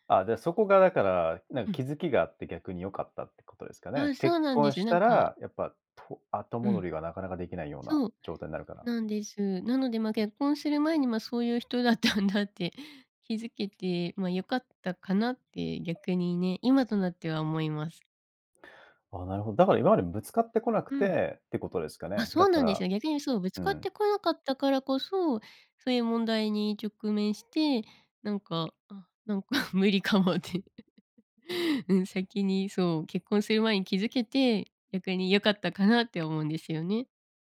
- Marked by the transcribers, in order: laughing while speaking: "人だったんだって"; laughing while speaking: "なんか無理かもって"; laugh
- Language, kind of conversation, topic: Japanese, podcast, タイミングが合わなかったことが、結果的に良いことにつながった経験はありますか？
- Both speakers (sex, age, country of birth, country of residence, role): female, 25-29, Japan, Japan, guest; male, 35-39, Japan, Japan, host